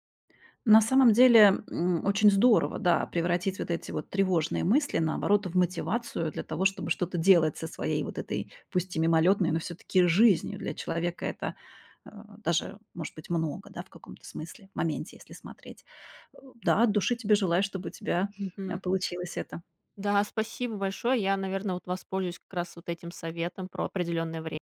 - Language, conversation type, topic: Russian, advice, Как вы переживаете кризис середины жизни и сомнения в смысле жизни?
- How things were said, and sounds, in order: none